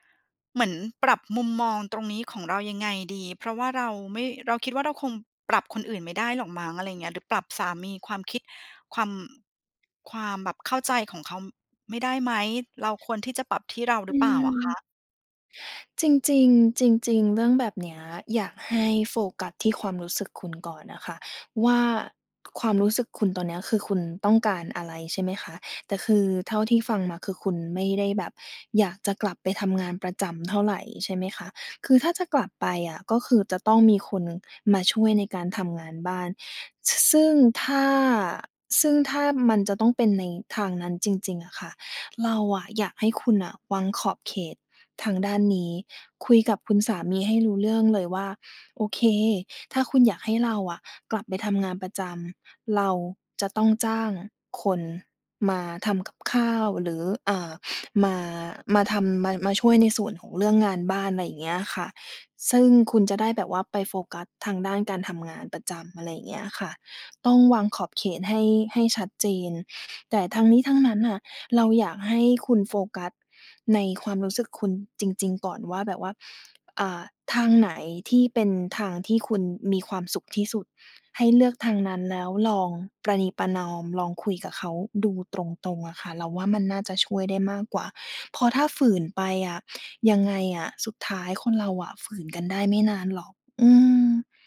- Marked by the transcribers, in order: none
- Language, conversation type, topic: Thai, advice, คุณรู้สึกอย่างไรเมื่อเผชิญแรงกดดันให้ยอมรับบทบาททางเพศหรือหน้าที่ที่สังคมคาดหวัง?